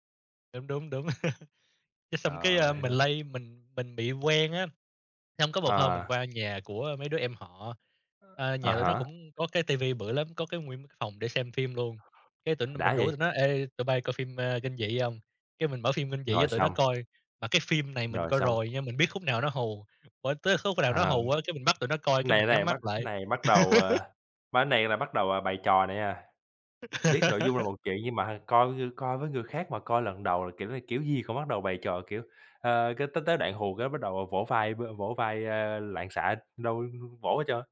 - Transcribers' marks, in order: other background noise; chuckle; tapping; unintelligible speech; laugh; laugh
- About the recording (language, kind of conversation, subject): Vietnamese, unstructured, Bạn có kỷ niệm vui nào khi xem phim cùng bạn bè không?